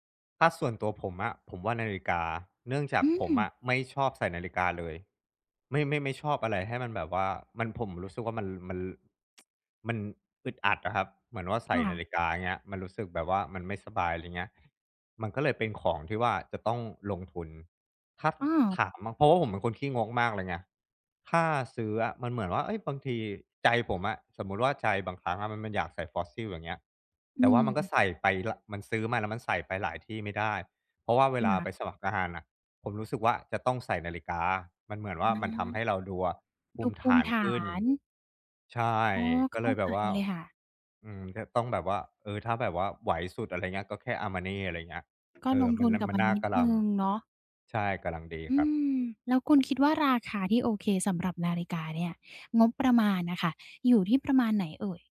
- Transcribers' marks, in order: tsk; tapping; unintelligible speech; "กำลัง" said as "กะลัง"; "กำลัง" said as "กะลัง"
- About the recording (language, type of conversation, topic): Thai, podcast, ถ้าต้องแต่งตัวด้วยงบจำกัด คุณมีเทคนิคอะไรแนะนำบ้าง?